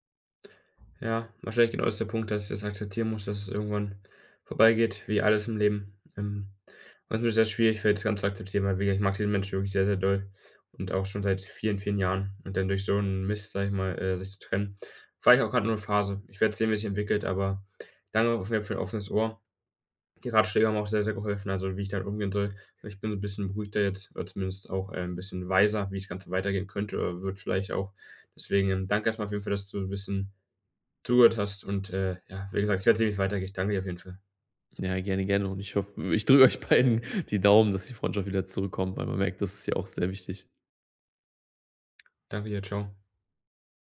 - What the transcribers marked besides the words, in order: laughing while speaking: "euch beiden"
- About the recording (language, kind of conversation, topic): German, advice, Wie gehe ich am besten mit Kontaktverlust in Freundschaften um?